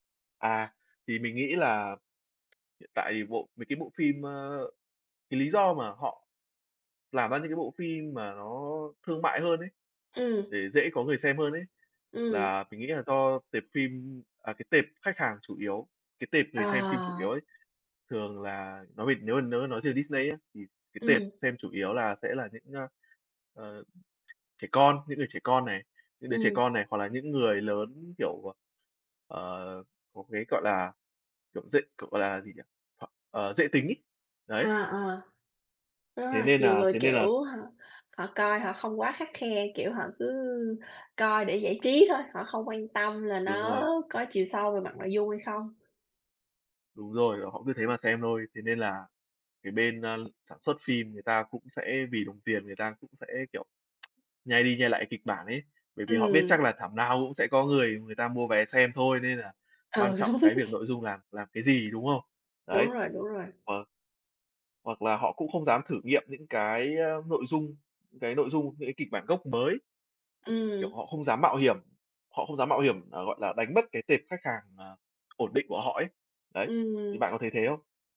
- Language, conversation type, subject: Vietnamese, unstructured, Phim ảnh ngày nay có phải đang quá tập trung vào yếu tố thương mại hơn là giá trị nghệ thuật không?
- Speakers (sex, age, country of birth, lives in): female, 35-39, Vietnam, United States; male, 20-24, Vietnam, Vietnam
- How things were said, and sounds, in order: tsk; tapping; lip smack; laughing while speaking: "đúng"